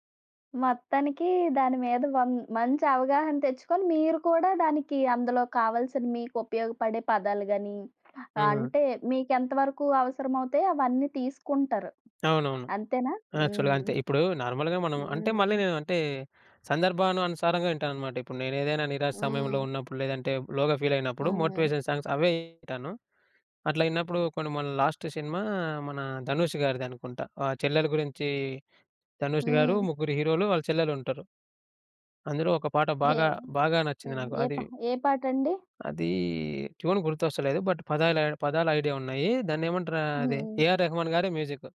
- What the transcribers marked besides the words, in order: in English: "యాక్చువల్‌గా"; in English: "నార్మల్‌గా"; in English: "లోగా ఫీల్"; in English: "మోటివేషన్ సాంగ్స్"; in English: "లాస్ట్"; in English: "ట్యూన్"; in English: "బట్"; in English: "మ్యూజిక్"
- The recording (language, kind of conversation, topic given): Telugu, podcast, నిరాశగా ఉన్న సమయంలో మీకు బలం ఇచ్చిన పాట ఏది?